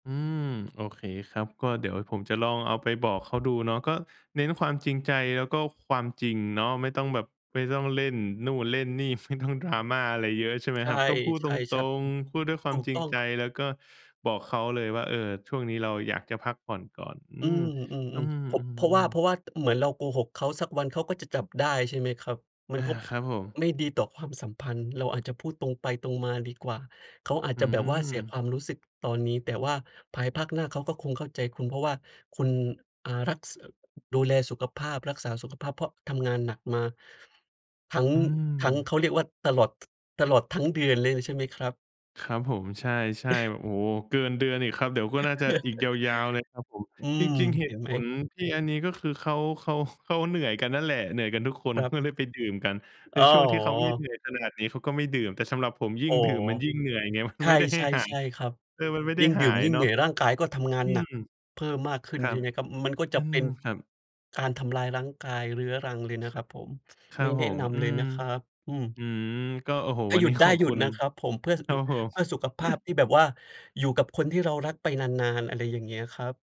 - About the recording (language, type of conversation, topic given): Thai, advice, ฉันควรรับมืออย่างไรเมื่อเพื่อนๆ กดดันให้ดื่มแอลกอฮอล์หรือทำกิจกรรมที่ฉันไม่อยากทำ?
- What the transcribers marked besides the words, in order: chuckle; "รับ" said as "ชับ"; other noise; chuckle; laugh; chuckle; laughing while speaking: "มันไม่ได้ให้หะ"; "ร่างกาย" said as "รั้งกาย"; other background noise; laughing while speaking: "ขอบคุณ"; chuckle